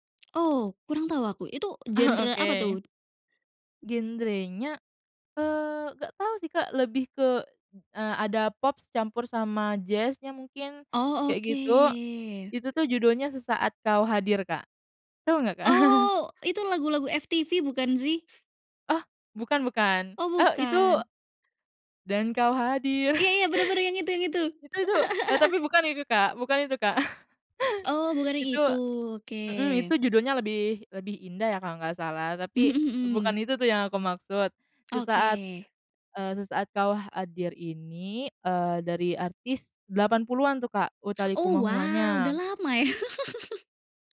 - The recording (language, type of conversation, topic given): Indonesian, podcast, Bagaimana layanan streaming mengubah cara kamu menemukan lagu baru?
- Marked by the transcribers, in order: chuckle; laughing while speaking: "Oke"; chuckle; singing: "dan kau hadir"; chuckle; laugh; chuckle; laughing while speaking: "ya?"; laugh